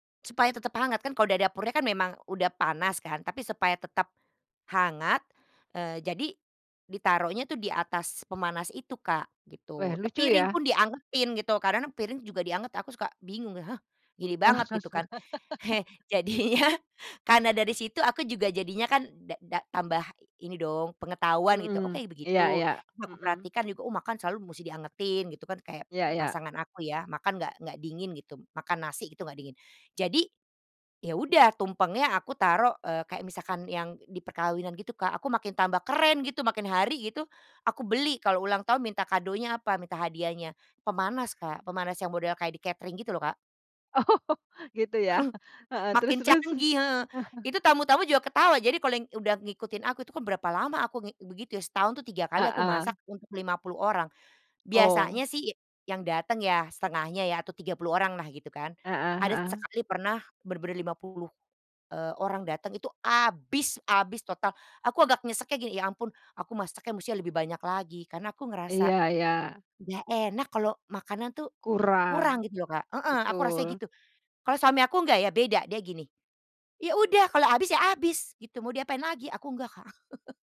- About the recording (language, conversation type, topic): Indonesian, podcast, Bagaimana cara Anda merayakan warisan budaya dengan bangga?
- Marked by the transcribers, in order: laugh; chuckle; laughing while speaking: "Jadinya"; chuckle; laughing while speaking: "Oh"; chuckle; chuckle; chuckle